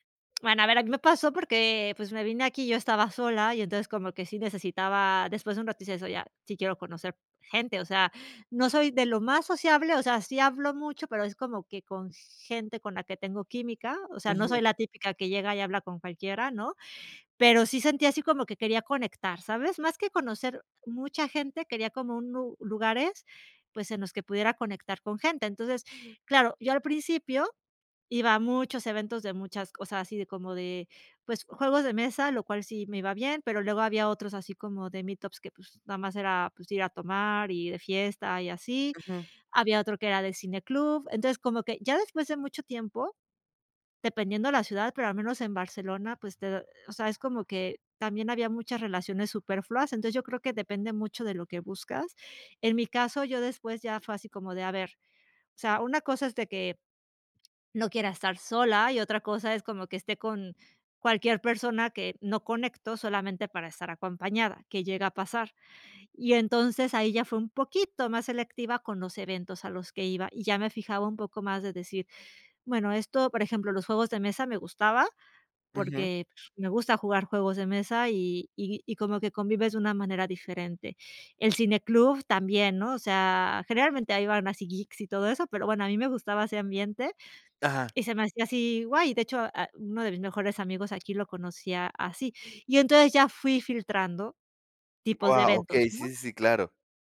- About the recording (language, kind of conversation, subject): Spanish, podcast, ¿Qué consejos darías para empezar a conocer gente nueva?
- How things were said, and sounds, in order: in English: "geeks"